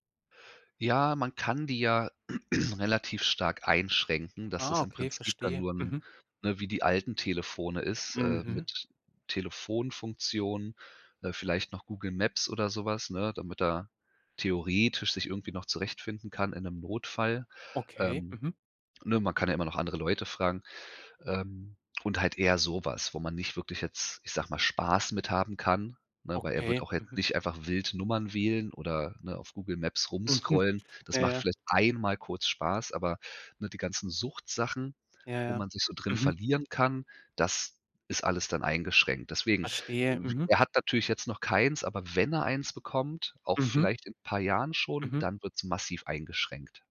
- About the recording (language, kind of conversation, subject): German, podcast, Wie regelt ihr bei euch zu Hause die Handy- und Bildschirmzeiten?
- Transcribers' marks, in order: throat clearing; stressed: "theoretisch"; stressed: "einmal"; other noise; stressed: "wenn"